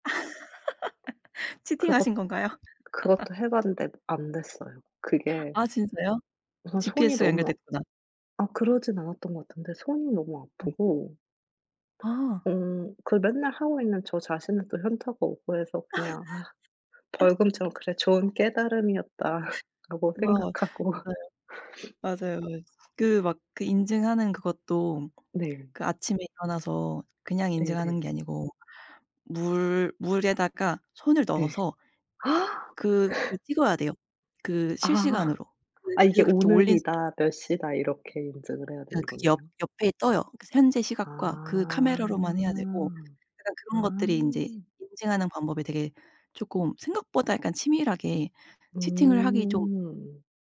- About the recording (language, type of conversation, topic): Korean, unstructured, 요즘은 아침을 어떻게 시작하는 게 좋을까요?
- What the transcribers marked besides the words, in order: laugh; tapping; chuckle; laugh; laughing while speaking: "생각하고"; sniff; gasp; laughing while speaking: "아"; drawn out: "아"